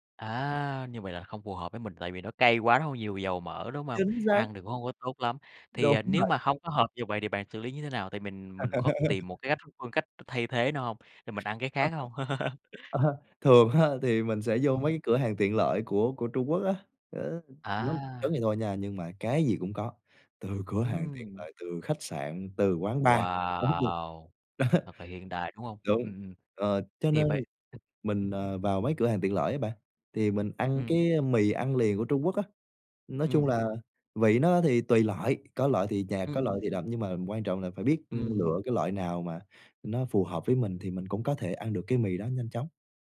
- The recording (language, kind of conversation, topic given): Vietnamese, podcast, Bạn có thể kể về chuyến phiêu lưu đáng nhớ nhất của mình không?
- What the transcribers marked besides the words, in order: laugh; other background noise; laugh; unintelligible speech; unintelligible speech; laughing while speaking: "đó"; drawn out: "Wow"; tapping